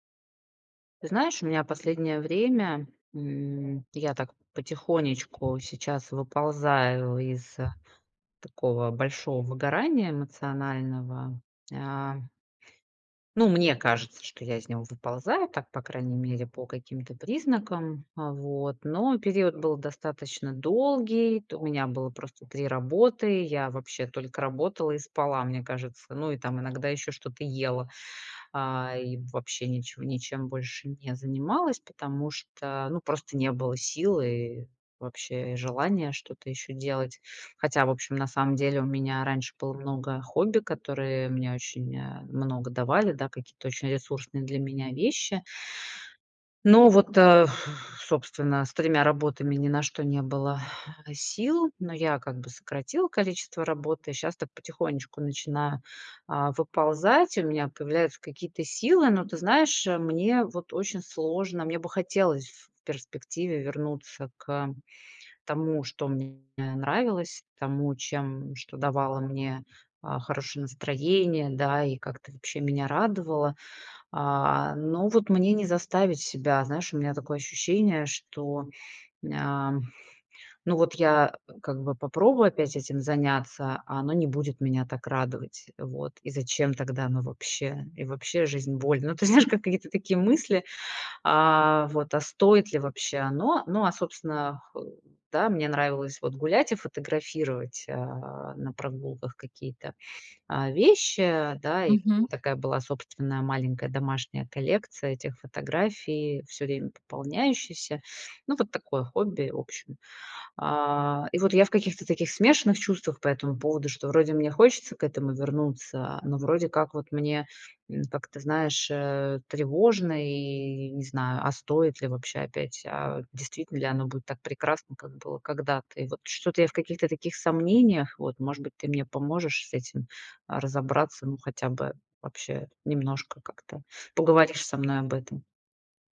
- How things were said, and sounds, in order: other background noise; tapping; sigh; laughing while speaking: "знаешь"
- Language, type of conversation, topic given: Russian, advice, Как справиться с утратой интереса к любимым хобби и к жизни после выгорания?